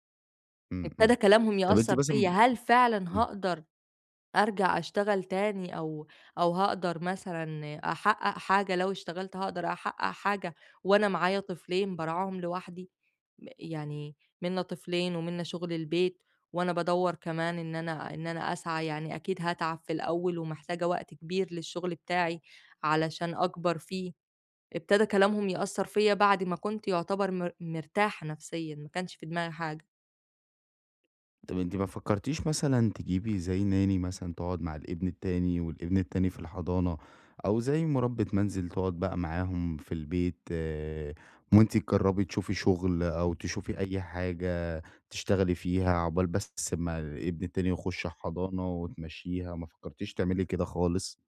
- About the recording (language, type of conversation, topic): Arabic, advice, إزاي أبدأ أواجه الكلام السلبي اللي جوايا لما يحبطني ويخلّيني أشك في نفسي؟
- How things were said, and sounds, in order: in English: "Nanny"